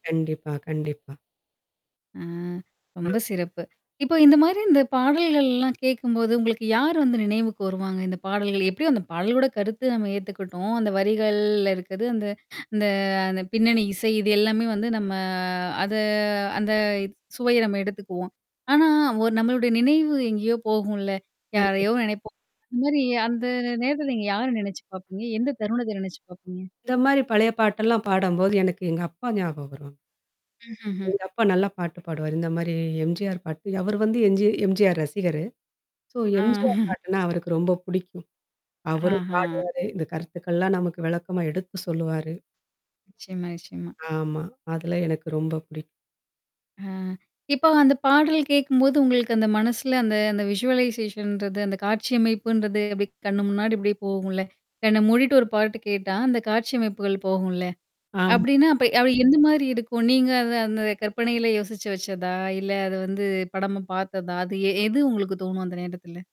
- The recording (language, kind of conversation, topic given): Tamil, podcast, ஒரு பாடல் உங்கள் பழைய நினைவுகளை மீண்டும் எழுப்பும்போது, உங்களுக்கு என்ன உணர்வு ஏற்படுகிறது?
- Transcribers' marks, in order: static; distorted speech; in English: "சோ"; laugh; tapping; in English: "விஷூவலைசேஷன்றது"